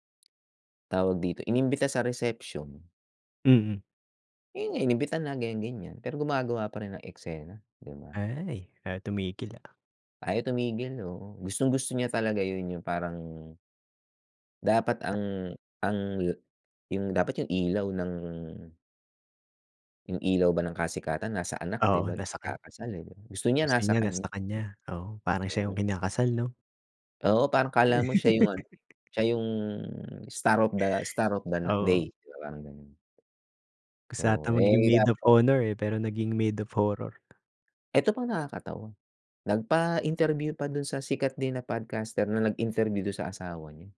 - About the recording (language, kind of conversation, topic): Filipino, unstructured, Ano ang opinyon mo tungkol sa mga artistang laging nasasangkot sa kontrobersiya?
- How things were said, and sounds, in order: laugh